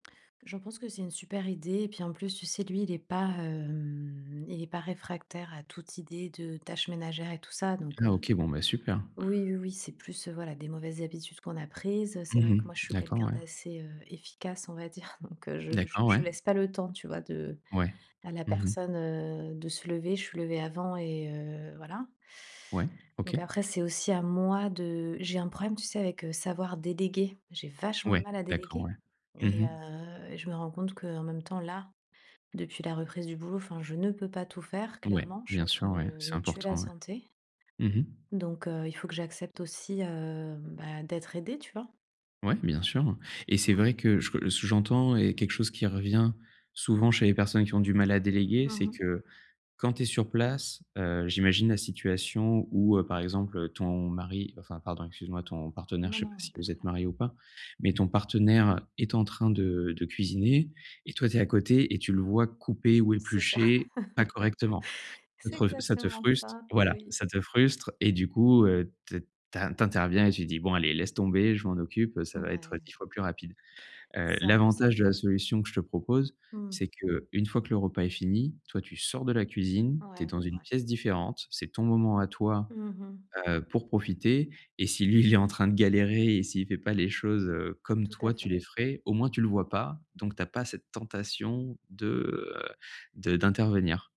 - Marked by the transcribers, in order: drawn out: "hem"; laugh; laughing while speaking: "il est en train"
- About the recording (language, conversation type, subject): French, advice, Comment puis-je trouver un rythme quotidien adapté qui me convient ici ?